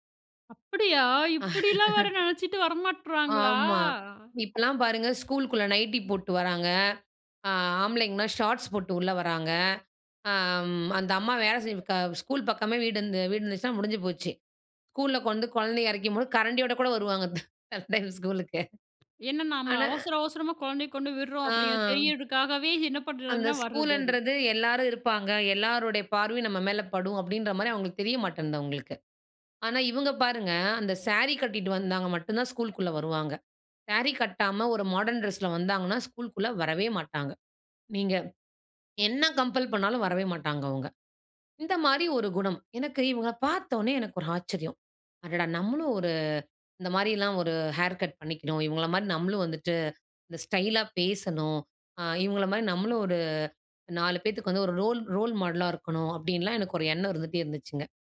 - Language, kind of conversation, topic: Tamil, podcast, உங்கள் தோற்றப் பாணிக்குத் தூண்டுகோலானவர் யார்?
- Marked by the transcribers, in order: surprised: "அப்படியா! இப்படியெல்லாம் வேற நினைச்சுட்டு வர மாட்டறாங்களா?"; laugh; laughing while speaking: "கரண்டியோட கூட வருவாங்க, சில டைம் ஸ்கூலுக்கு"; tapping; grunt; drawn out: "ஆ"; in English: "மாடர்ன் டிரெஸ்ல"; swallow; in English: "கம்பெல்"; in English: "ஹேர் கட்"; in English: "ரோல் மாடலா"